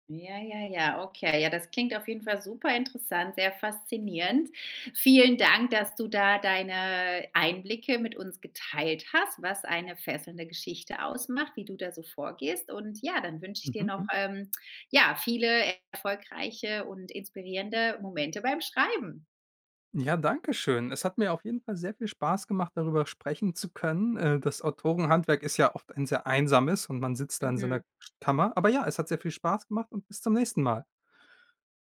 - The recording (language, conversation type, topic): German, podcast, Was macht eine fesselnde Geschichte aus?
- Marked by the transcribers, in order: none